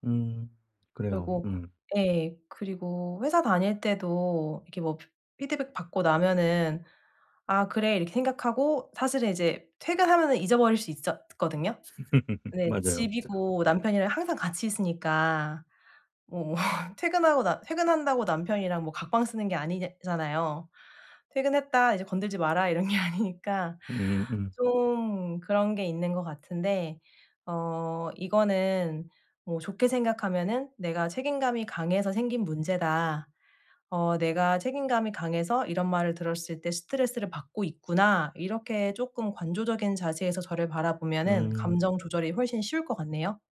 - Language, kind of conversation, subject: Korean, advice, 피드백을 들을 때 제 가치와 의견을 어떻게 구분할 수 있을까요?
- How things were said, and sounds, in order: laugh; laugh; other background noise; laughing while speaking: "게"